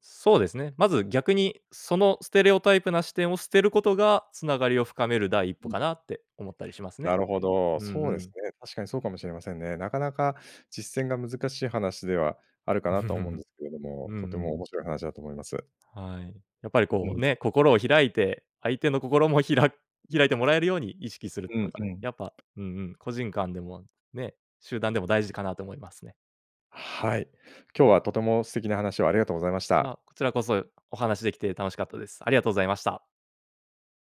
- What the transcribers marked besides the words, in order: laughing while speaking: "うん"; tapping
- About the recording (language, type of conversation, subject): Japanese, podcast, 世代間のつながりを深めるには、どのような方法が効果的だと思いますか？